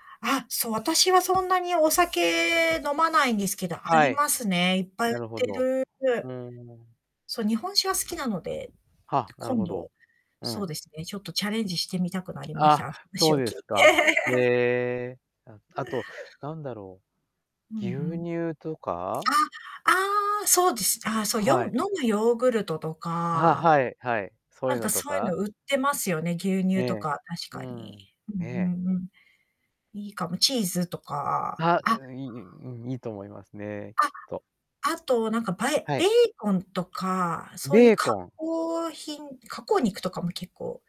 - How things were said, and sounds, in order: static; distorted speech; tapping; laugh
- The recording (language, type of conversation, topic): Japanese, podcast, 普段、直売所や農産物直売市を利用していますか？